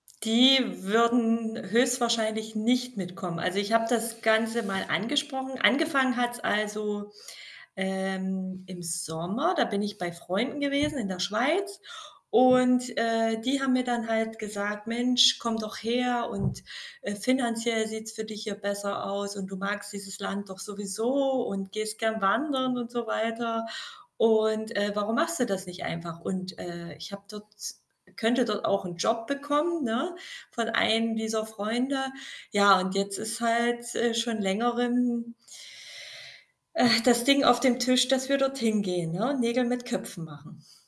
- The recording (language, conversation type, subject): German, advice, Wie kann ich mögliche Lebenswege sichtbar machen, wenn ich unsicher bin, welchen ich wählen soll?
- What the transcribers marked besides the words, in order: other background noise; tapping